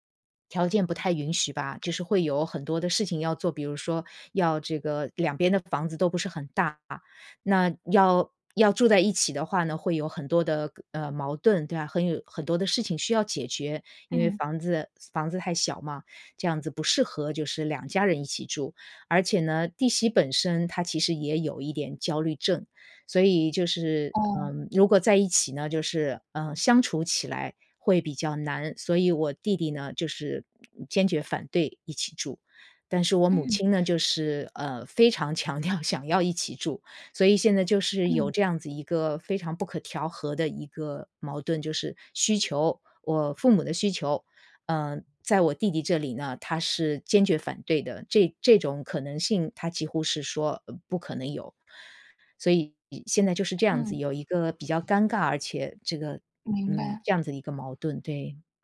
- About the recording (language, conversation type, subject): Chinese, advice, 父母年老需要更多照顾与安排
- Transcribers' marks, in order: tapping; laughing while speaking: "想要"; other background noise